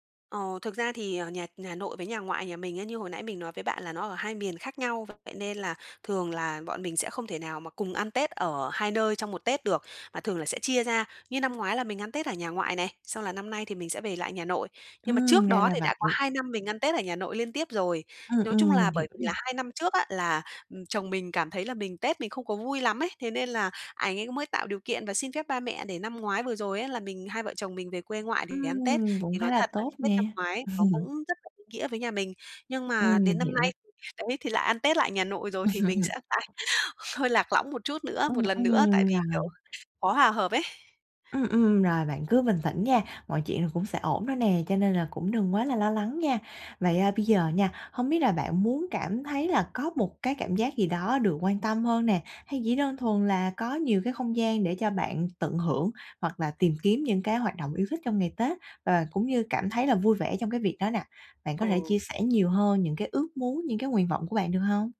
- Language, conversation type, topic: Vietnamese, advice, Vì sao tôi lại cảm thấy lạc lõng trong dịp lễ?
- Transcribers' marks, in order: other background noise; laugh; laugh; laughing while speaking: "phải hơi"; tapping